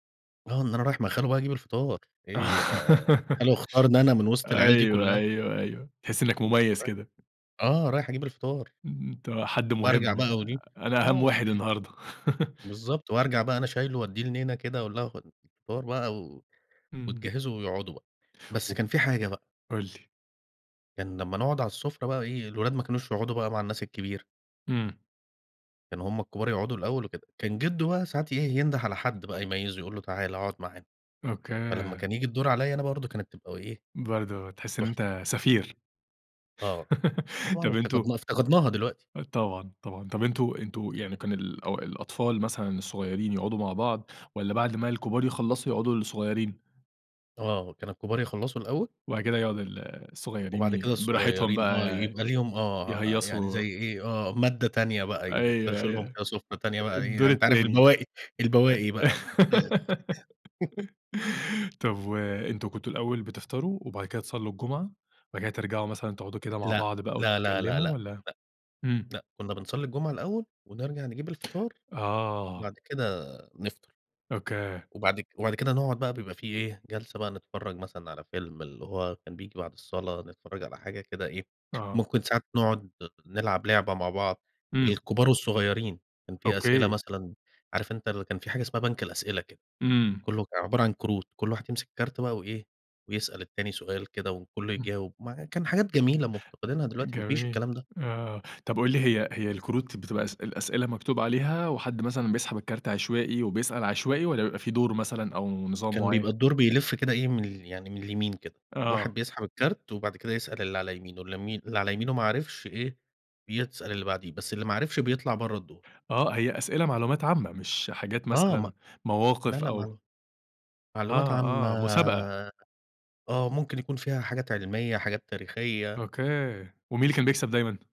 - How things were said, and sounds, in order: tapping; laugh; unintelligible speech; chuckle; put-on voice: "أوكي"; chuckle; laugh; unintelligible speech; chuckle; unintelligible speech; other background noise; put-on voice: "أوكي"
- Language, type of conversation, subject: Arabic, podcast, إيه أحلى عادة في عيلتك بتحنّ لها؟